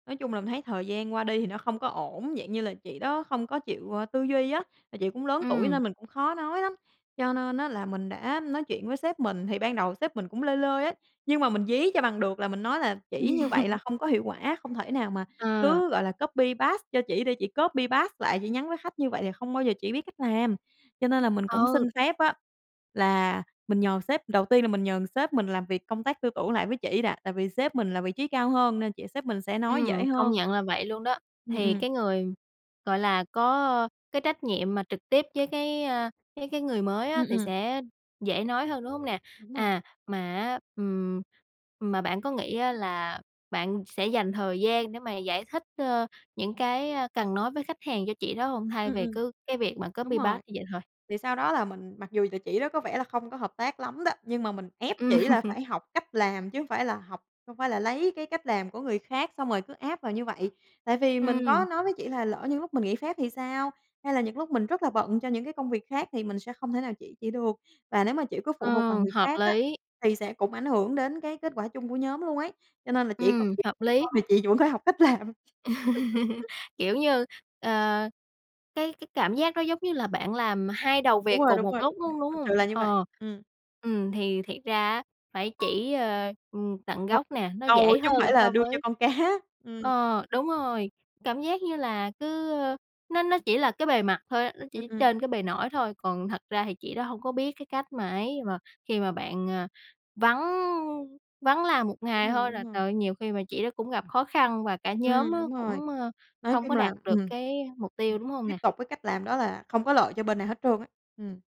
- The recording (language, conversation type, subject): Vietnamese, podcast, Bạn cân bằng thế nào giữa làm một mình và làm việc chung?
- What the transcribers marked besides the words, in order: laugh; in English: "paste"; in English: "paste"; tapping; other background noise; in English: "bát"; "paste" said as "bát"; laughing while speaking: "Ừm"; laugh; laughing while speaking: "làm"; laugh; alarm